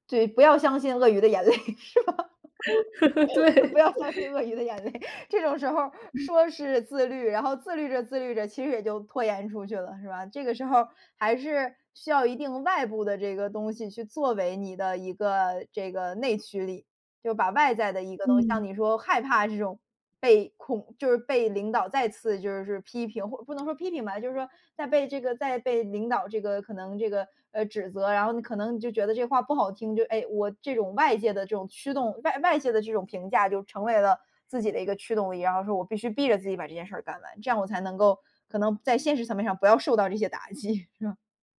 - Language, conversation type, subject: Chinese, podcast, 你是如何克服拖延症的，可以分享一些具体方法吗？
- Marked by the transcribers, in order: laughing while speaking: "眼泪是吧？ 不要相信鳄鱼的眼泪"; laugh; laughing while speaking: "对"; other background noise; tapping